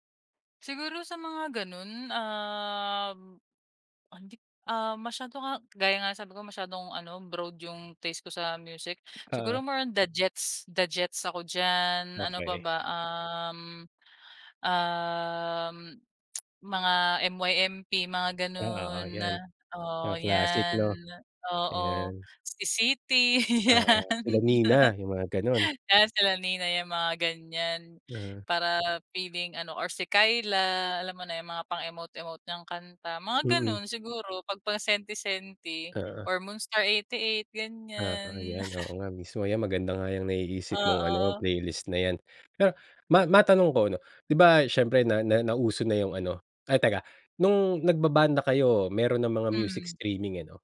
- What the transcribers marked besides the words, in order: tsk; laugh; laugh
- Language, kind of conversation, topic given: Filipino, podcast, Paano mo binubuo ang perpektong talaan ng mga kanta na babagay sa iyong damdamin?